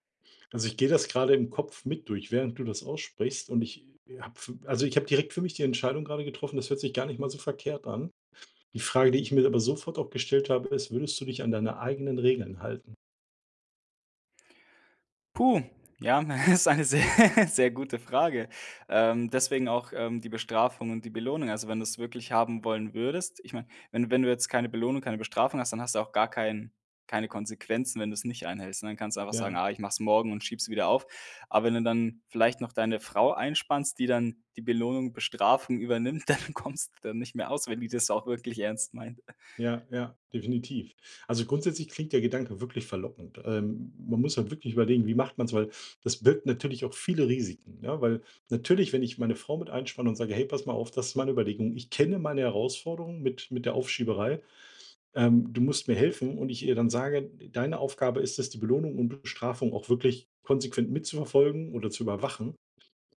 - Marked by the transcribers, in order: other background noise; laughing while speaking: "hm, ist eine sehr, sehr gute Frage"; laughing while speaking: "dann kommst"; chuckle
- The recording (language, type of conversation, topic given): German, advice, Warum fällt es dir schwer, langfristige Ziele konsequent zu verfolgen?